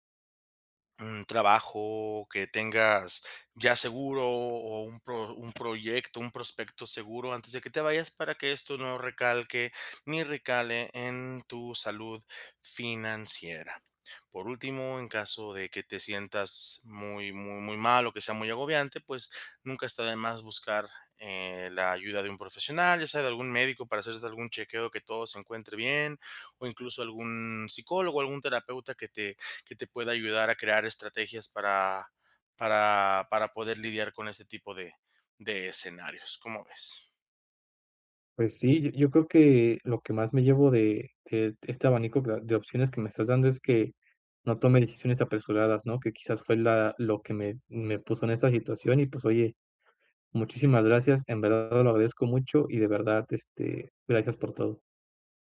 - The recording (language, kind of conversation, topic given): Spanish, advice, ¿Cómo puedo recuperar la motivación en mi trabajo diario?
- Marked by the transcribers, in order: none